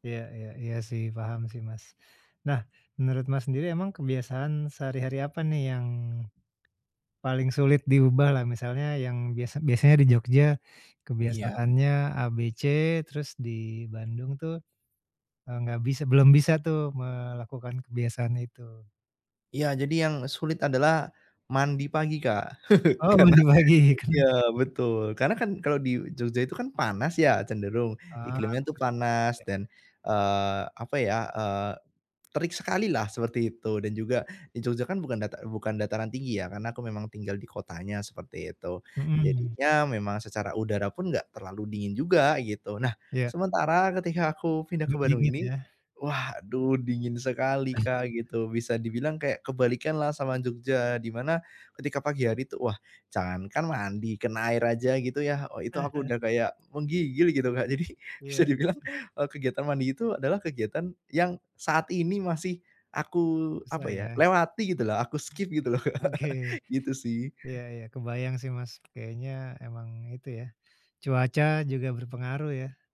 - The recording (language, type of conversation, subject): Indonesian, advice, Bagaimana cara menyesuaikan kebiasaan dan rutinitas sehari-hari agar nyaman setelah pindah?
- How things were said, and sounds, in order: tapping; chuckle; sneeze; chuckle; laughing while speaking: "Jadi bisa dibilang"; other noise; in English: "skip"; laugh